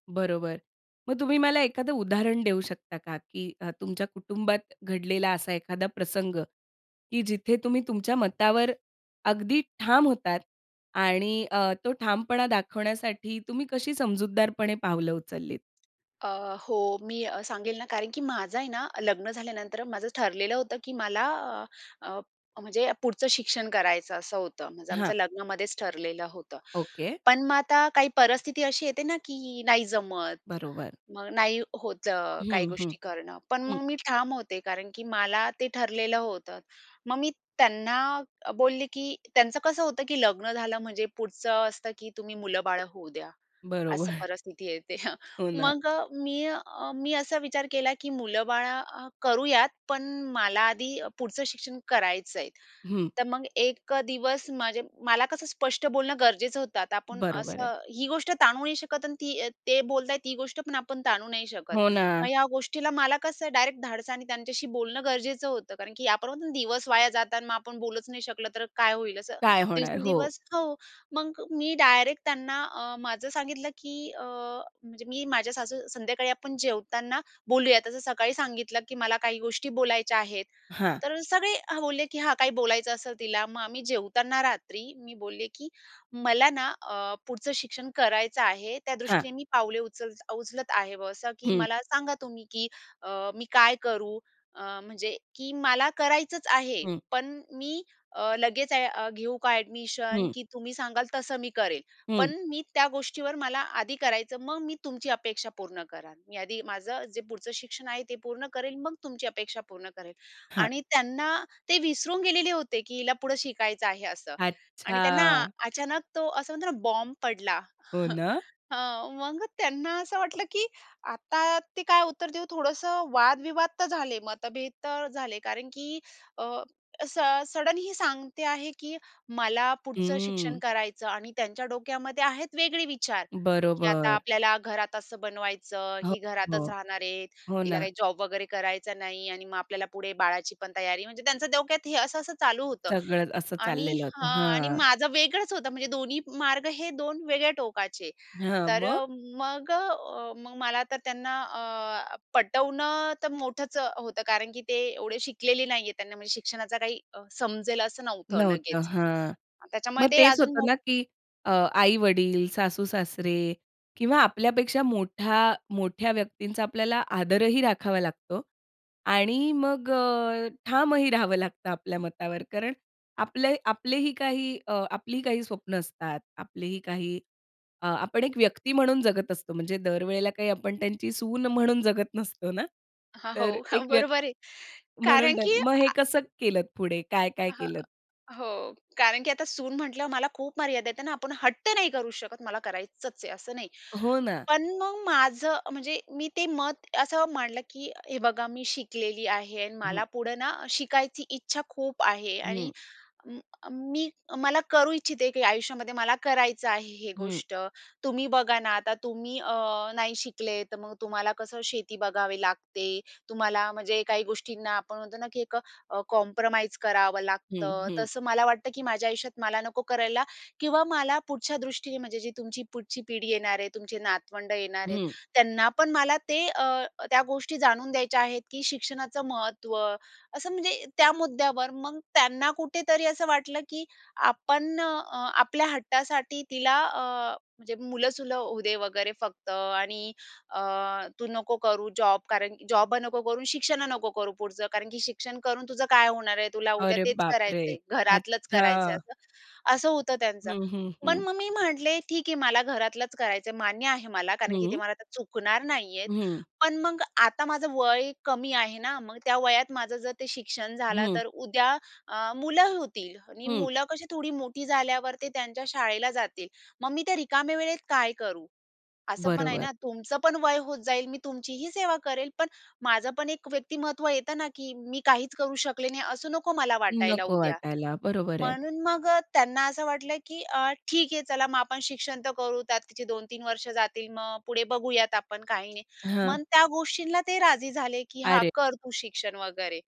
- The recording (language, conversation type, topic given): Marathi, podcast, कुटुंबातील मतभेदांमध्ये ठामपणा कसा राखता?
- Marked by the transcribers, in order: other background noise; laughing while speaking: "बरोबर"; chuckle; unintelligible speech; chuckle; in English: "सडन"; in English: "कॉम्प्रोमाईज"; surprised: "अरे बाप रे!"; other noise